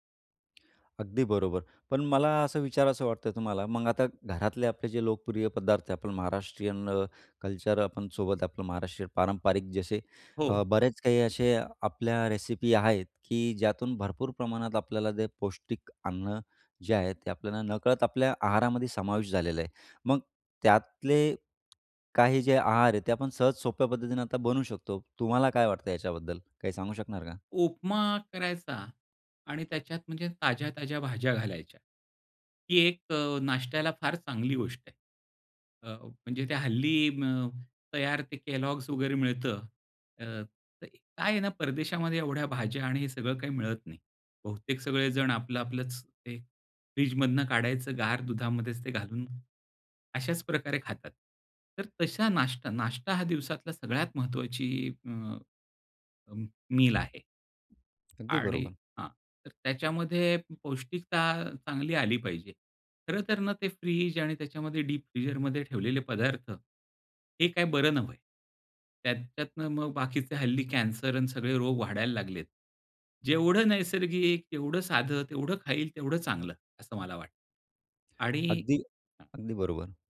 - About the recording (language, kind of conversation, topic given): Marathi, podcast, घरच्या जेवणात पौष्टिकता वाढवण्यासाठी तुम्ही कोणते सोपे बदल कराल?
- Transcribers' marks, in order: tapping; in English: "मील"; other noise; in English: "डीप फीजरमध्ये"; unintelligible speech